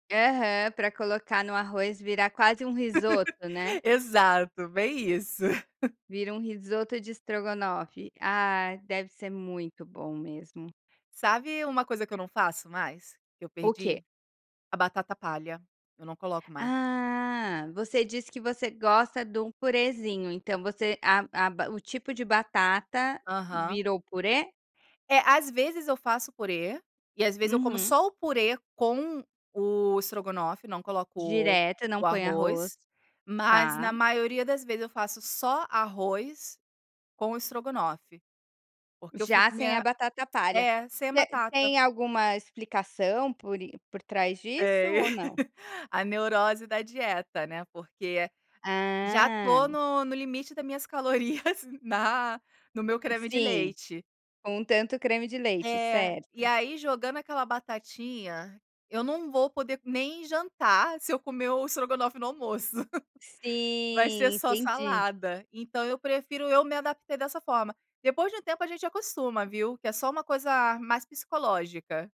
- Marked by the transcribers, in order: laugh
- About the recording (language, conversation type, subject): Portuguese, podcast, Me conta sobre um prato que sempre dá certo nas festas?